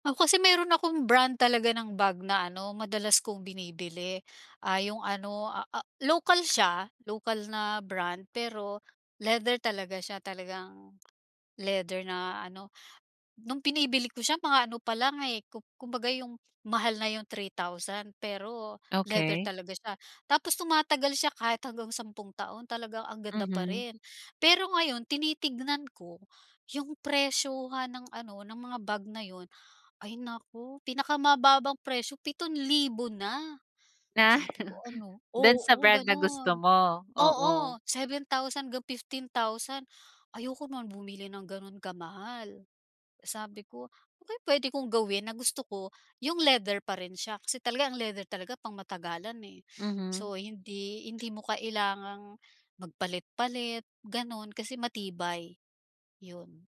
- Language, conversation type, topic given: Filipino, advice, Paano ako makakabili ng de-kalidad na gamit nang hindi gumagastos ng sobra?
- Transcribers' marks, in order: chuckle